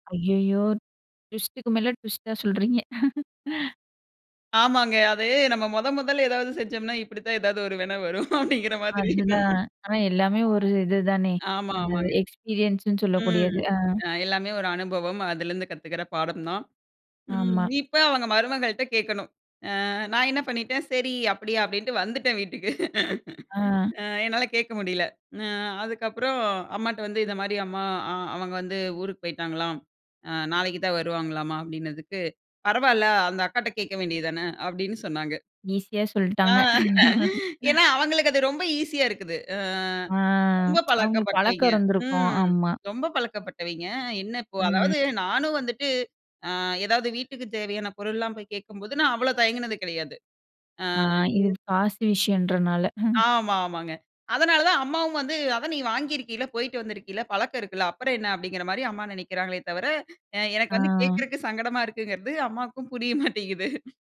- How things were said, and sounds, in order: in English: "ட்விஸ்ட்டுக்கு"; in English: "ட்விஸ்ட்டா"; chuckle; "வினை" said as "வின"; laughing while speaking: "அப்பிடிங்கிற மாதிரி"; in English: "எக்ஸ்பீரியன்ஸ்ன்னு"; laughing while speaking: "வீட்டுக்கு"; laugh; tsk; drawn out: "அ"; chuckle; inhale; laughing while speaking: "மாட்டேங்குது"
- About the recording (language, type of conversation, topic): Tamil, podcast, சுயமாக உதவி கேட்க பயந்த தருணத்தை நீங்கள் எப்படி எதிர்கொண்டீர்கள்?